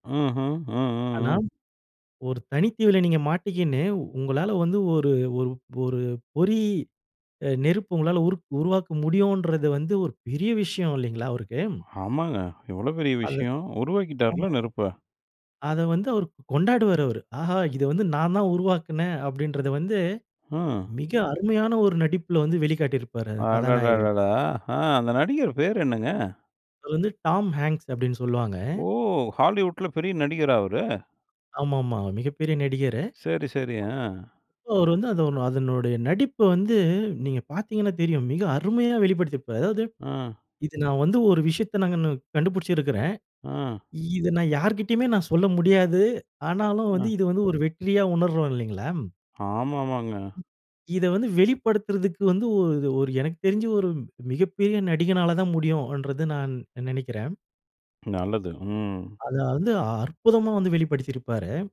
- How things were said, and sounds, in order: surprised: "பெரிய விஷயம் இல்லைங்களா"; surprised: "அடடடடா!"; surprised: "மிக அருமையா வெளிப்படுத்தியிருப்பாரு"; "நாங்க" said as "நாங்கனு"; other background noise; drawn out: "ம்"
- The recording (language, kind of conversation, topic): Tamil, podcast, ஒரு திரைப்படம் உங்களின் கவனத்தை ஈர்த்ததற்கு காரணம் என்ன?